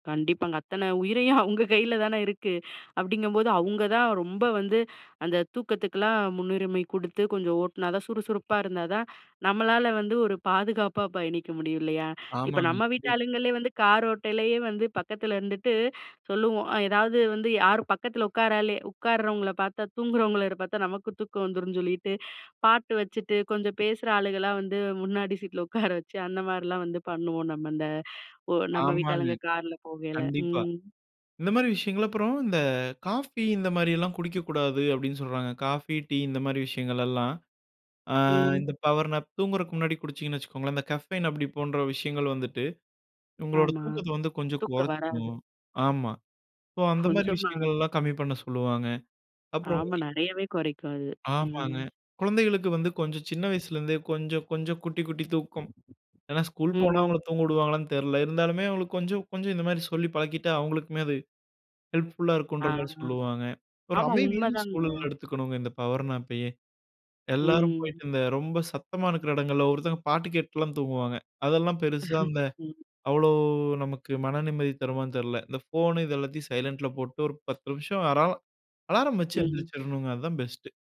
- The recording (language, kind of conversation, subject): Tamil, podcast, சிறு தூக்கம் பற்றிய உங்கள் அனுபவம் என்ன?
- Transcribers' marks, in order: chuckle; tapping; chuckle; in English: "பவர்னாப்"; in English: "கஃபைன்"; in English: "ஸோ"; other noise; in English: "ஹெல்ப்ஃபுல்லா"; in English: "பவர்னாப்பயே"; other background noise